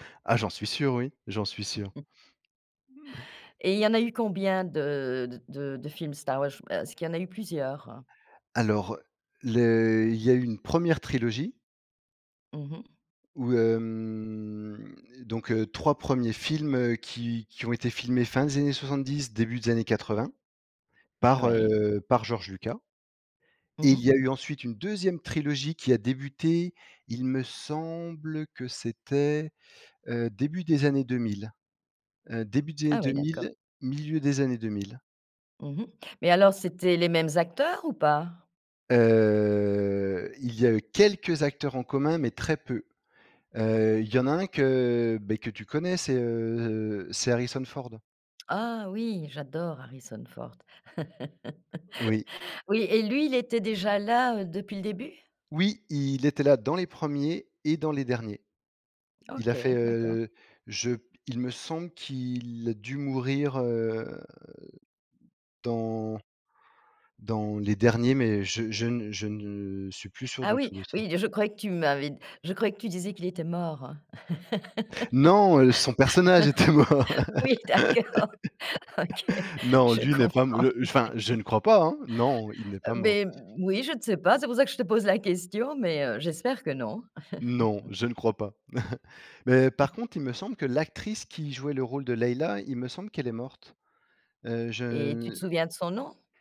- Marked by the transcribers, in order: other background noise; laugh; chuckle; drawn out: "hem"; drawn out: "Heu"; stressed: "quelques"; laugh; drawn out: "heu"; laughing while speaking: "était mort"; laugh; laughing while speaking: "Oui, d'accord. OK, je comprends. Oui"; chuckle
- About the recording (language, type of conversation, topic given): French, podcast, Quels films te reviennent en tête quand tu repenses à ton adolescence ?
- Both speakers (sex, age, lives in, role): female, 60-64, France, host; male, 35-39, France, guest